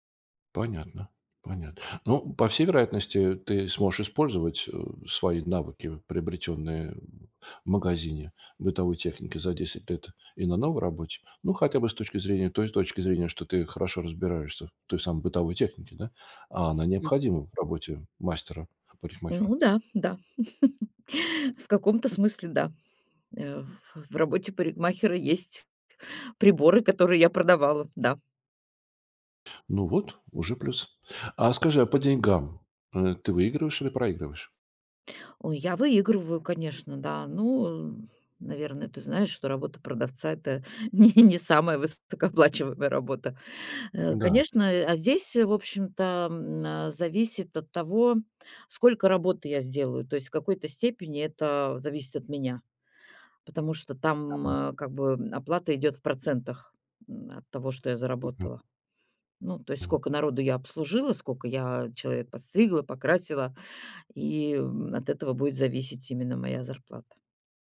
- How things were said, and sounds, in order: chuckle; chuckle; laughing while speaking: "высокооплачиваемая"
- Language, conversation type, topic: Russian, advice, Как решиться сменить профессию в середине жизни?